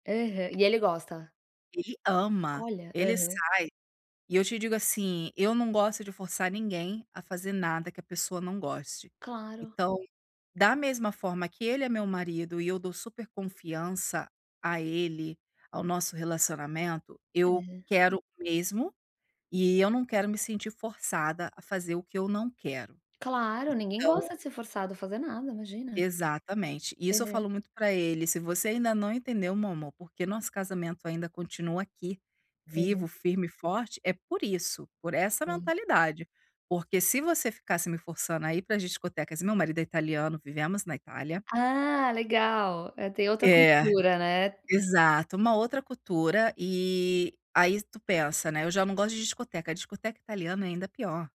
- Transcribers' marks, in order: tapping; stressed: "ama"; chuckle
- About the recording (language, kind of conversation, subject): Portuguese, advice, Como posso manter minha identidade pessoal dentro do meu relacionamento amoroso?